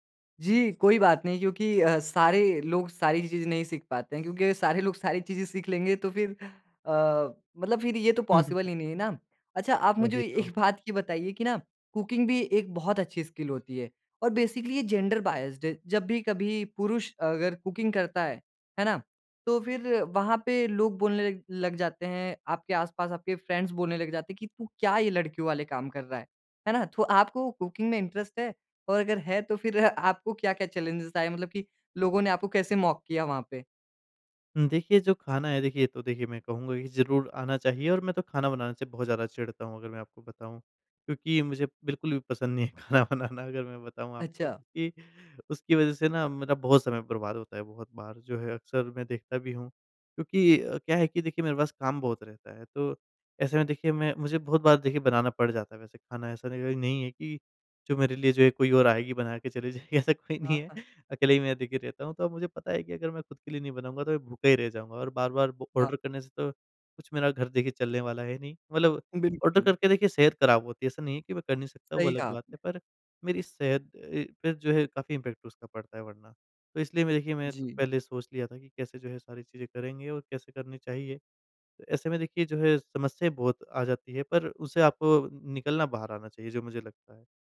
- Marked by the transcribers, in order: laughing while speaking: "सारे लोग"; in English: "पॉसिबल"; laughing while speaking: "एक"; in English: "कुकिंग"; in English: "स्किल"; in English: "बेसिकली"; in English: "जेंडर बायस्ड"; in English: "कुकिंग"; in English: "फ्रेंड्स"; in English: "कुकिंग"; in English: "इंटरेस्ट"; laughing while speaking: "फिर"; in English: "चैलेंजेज़"; in English: "मॉक"; laughing while speaking: "ख़ाना बनाना"; laughing while speaking: "ऐसा कोई नहीं है"; in English: "ऑर्डर"; in English: "ऑर्डर"; in English: "इम्पैक्ट"
- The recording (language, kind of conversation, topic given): Hindi, podcast, आप कोई नया कौशल सीखना कैसे शुरू करते हैं?